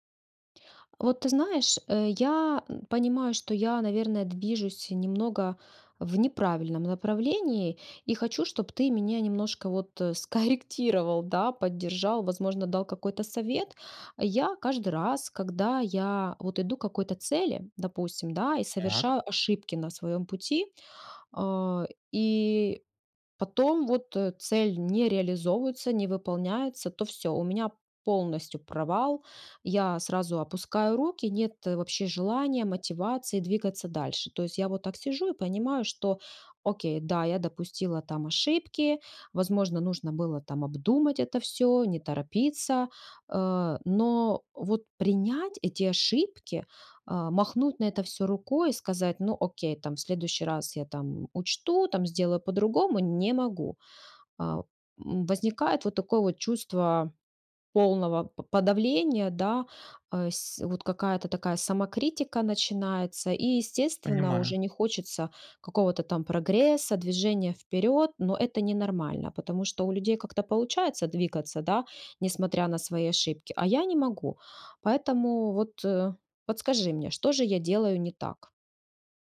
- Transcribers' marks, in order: other background noise
- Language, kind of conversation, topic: Russian, advice, Как научиться принимать ошибки как часть прогресса и продолжать двигаться вперёд?